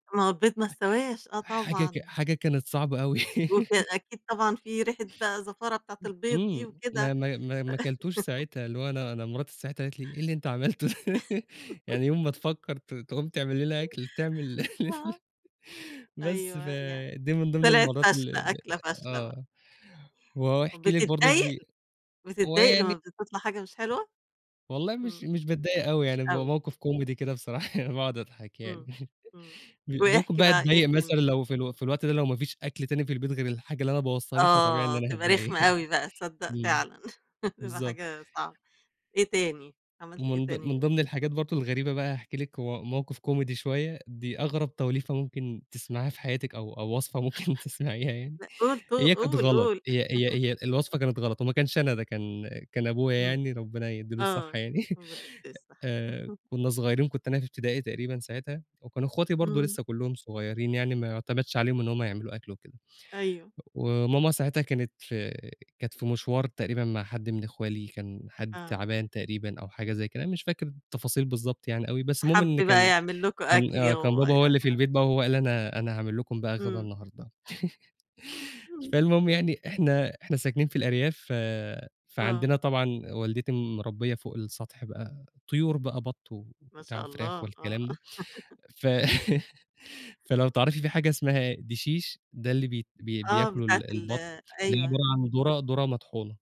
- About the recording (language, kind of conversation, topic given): Arabic, podcast, إزاي بتجرّب توليفات غريبة في المطبخ؟
- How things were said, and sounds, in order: laugh; laugh; laugh; laughing while speaking: "عمَلته ده؟"; laugh; laugh; tapping; in English: "comedy"; laughing while speaking: "يعني"; laugh; chuckle; laugh; in English: "comedy"; laughing while speaking: "ممكن تسمعيها يعني"; chuckle; chuckle; unintelligible speech; laugh; laugh